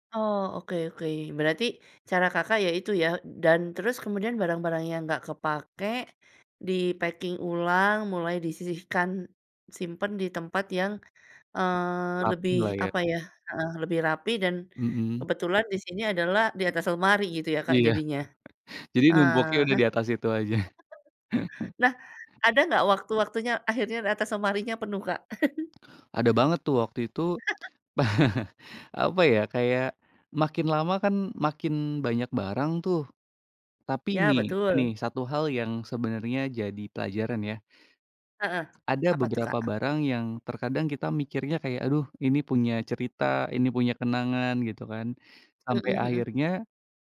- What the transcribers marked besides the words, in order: in English: "di-packing"; other background noise; unintelligible speech; chuckle; chuckle
- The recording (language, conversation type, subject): Indonesian, podcast, Bagaimana cara membuat kamar kos yang kecil terasa lebih luas?